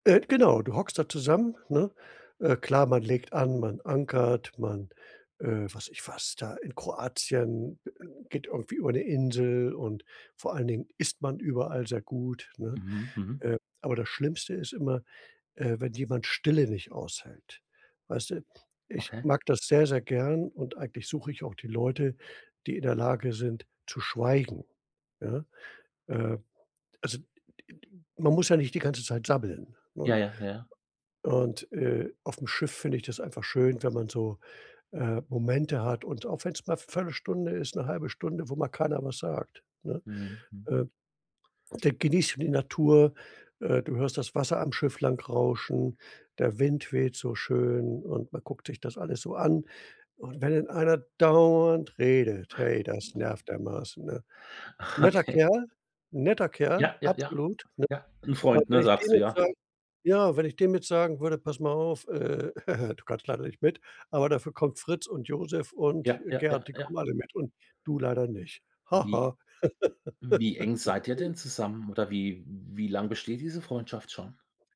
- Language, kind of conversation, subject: German, advice, Wie kann ich einem Freund ohne Schuldgefühle Nein sagen?
- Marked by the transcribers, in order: other background noise; stressed: "dauernd"; laughing while speaking: "Okay"; chuckle; laugh